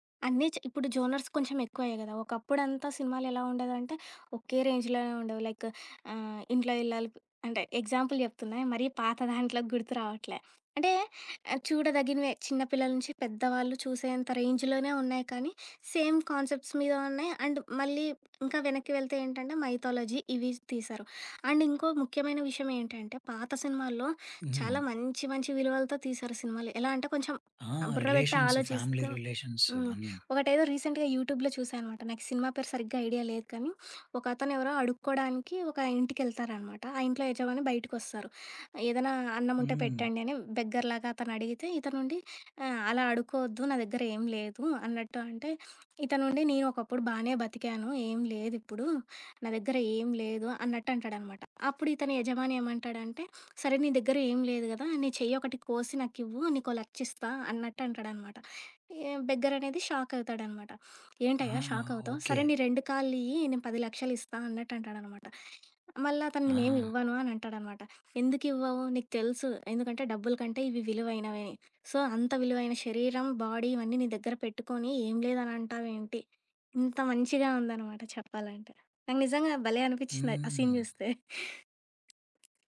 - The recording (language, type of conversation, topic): Telugu, podcast, సినిమా రుచులు కాలంతో ఎలా మారాయి?
- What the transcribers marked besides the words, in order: in English: "జోనర్స్"; in English: "రేంజ్‌లోనే"; in English: "లైక్"; in English: "ఎగ్జాంపుల్"; in English: "రేంజ్‌లోనే"; in English: "సేమ్ కాన్సెప్ట్స్"; in English: "అండ్"; in English: "మైథాలజీ"; in English: "అండ్"; in English: "రిలేషన్స్, ఫ్యామిలీ రిలేషన్స్"; in English: "రీసెంట్‌గా యూట్యూబ్‌లో"; in English: "బెగ్గర్‌లాగా"; in English: "బెగ్గర్"; in English: "షాక్"; in English: "షాక్"; other background noise; in English: "సో"; in English: "బాడీ"; in English: "సీన్"; chuckle; tapping